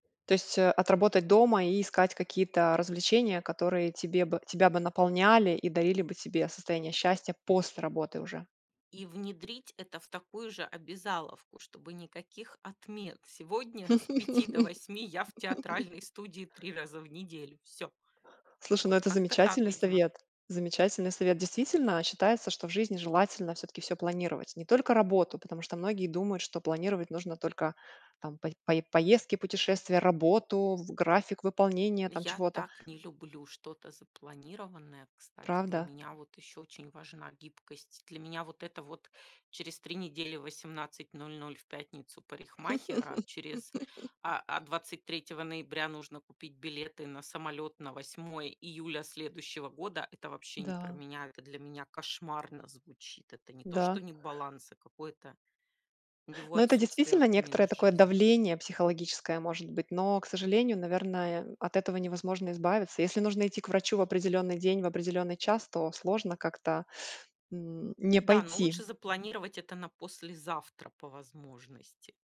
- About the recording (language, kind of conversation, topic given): Russian, podcast, Как ты находишь баланс между работой и личной жизнью?
- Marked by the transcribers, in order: laugh; laugh